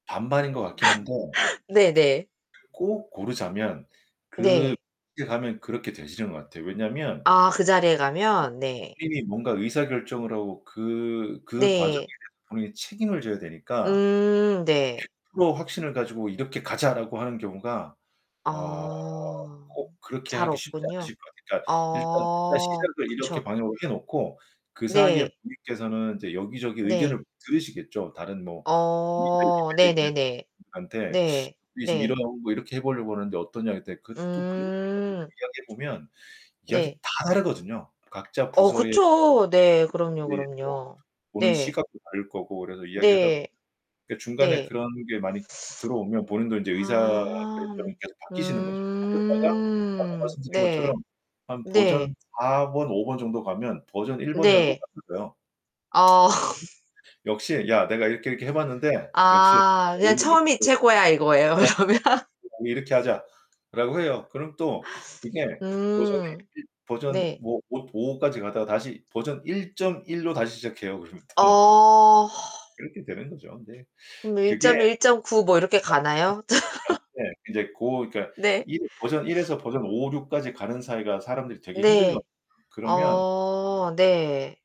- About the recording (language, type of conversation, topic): Korean, unstructured, 직장 상사가 부당하게 대할 때 어떻게 대응하는 것이 좋을까요?
- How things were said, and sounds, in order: distorted speech; tapping; unintelligible speech; other background noise; drawn out: "아"; drawn out: "아"; unintelligible speech; teeth sucking; drawn out: "음"; unintelligible speech; teeth sucking; drawn out: "아. 음"; laugh; unintelligible speech; laughing while speaking: "그러면?"; laughing while speaking: "또"; drawn out: "어"; unintelligible speech; laugh; laughing while speaking: "네"; sniff; drawn out: "어"